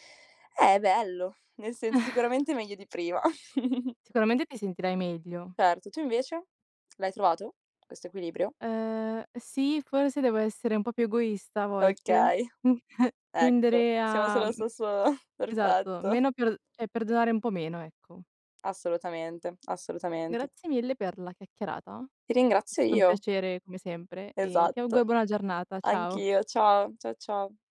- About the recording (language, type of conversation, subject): Italian, unstructured, Secondo te, oggi le persone sono più egoiste o più solidali?
- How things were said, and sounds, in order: chuckle; chuckle; background speech; tapping; chuckle; chuckle; "cioè" said as "ceh"